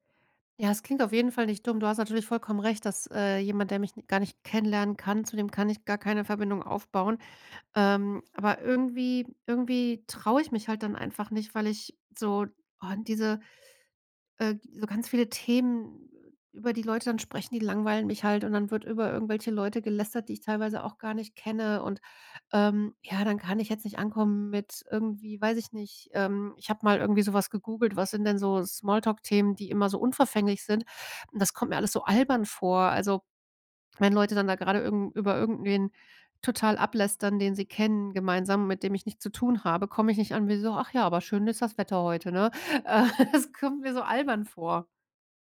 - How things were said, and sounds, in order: put-on voice: "Ach ja, aber schön ist das Wetter heute, ne?"; giggle
- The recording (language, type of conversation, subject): German, advice, Warum fühle ich mich auf Partys und Feiern oft ausgeschlossen?